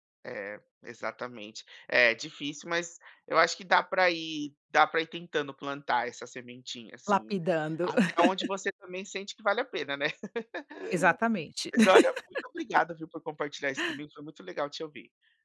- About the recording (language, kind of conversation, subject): Portuguese, podcast, Como dividir tarefas sem criar mágoas entre todo mundo?
- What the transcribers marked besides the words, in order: laugh; laugh; laugh